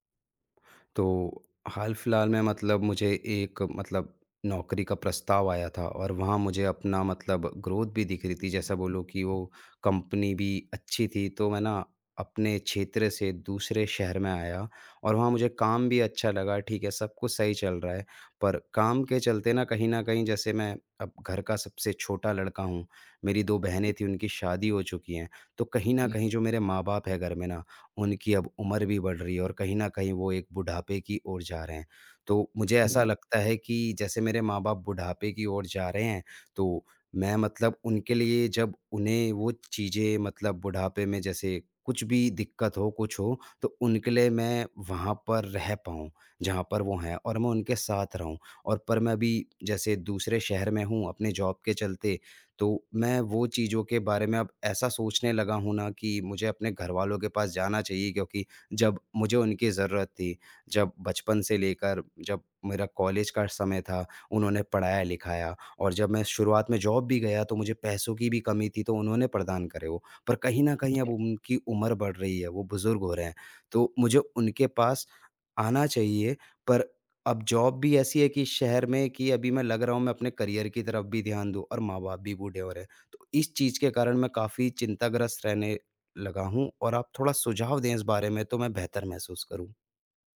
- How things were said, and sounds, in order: in English: "ग्रोथ"; other background noise; in English: "कंपनी"; tapping; other noise; in English: "जॉब"; in English: "जॉब"; in English: "जॉब"; in English: "करियर"
- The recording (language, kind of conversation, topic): Hindi, advice, क्या मुझे बुजुर्ग माता-पिता की देखभाल के लिए घर वापस आना चाहिए?
- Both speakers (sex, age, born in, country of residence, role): male, 25-29, India, India, advisor; male, 25-29, India, India, user